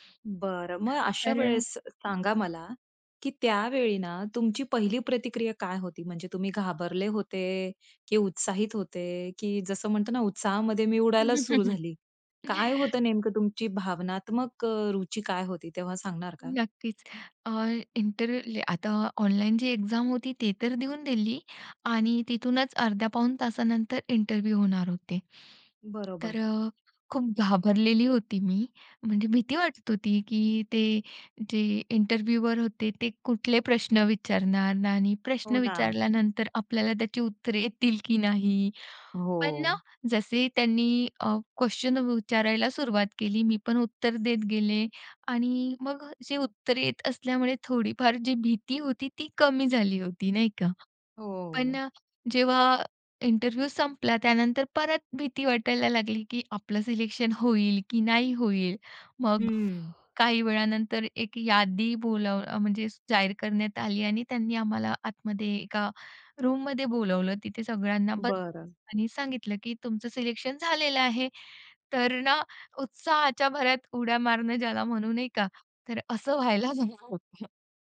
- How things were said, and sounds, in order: chuckle; inhale; in English: "इंटरव्ह्यू"; in English: "एक्झाम"; in English: "इंटरव्ह्यू"; in English: "इंटरव्ह्यूवर"; other background noise; in English: "इंटरव्ह्यू"; in English: "रूममध्ये"; joyful: "मचं सिलेक्शन झालेलं आहे. तर … म्हणू, नाही का"; unintelligible speech; laughing while speaking: "होतं"
- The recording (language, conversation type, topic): Marathi, podcast, अचानक मिळालेल्या संधीने तुमचं करिअर कसं बदललं?
- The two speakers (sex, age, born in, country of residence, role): female, 35-39, India, India, guest; female, 35-39, India, United States, host